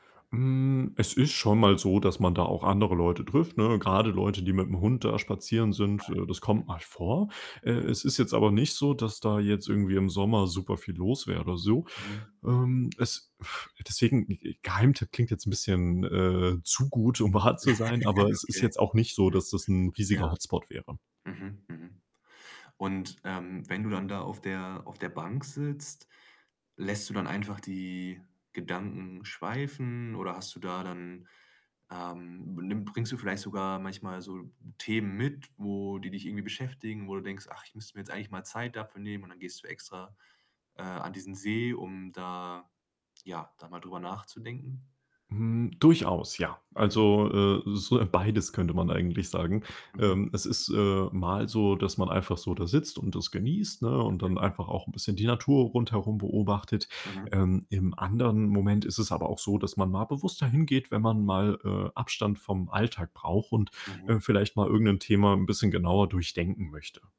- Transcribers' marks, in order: static; distorted speech; blowing; laughing while speaking: "wahr"; chuckle
- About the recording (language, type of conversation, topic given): German, podcast, Warum beruhigt dich dein liebster Ort in der Natur?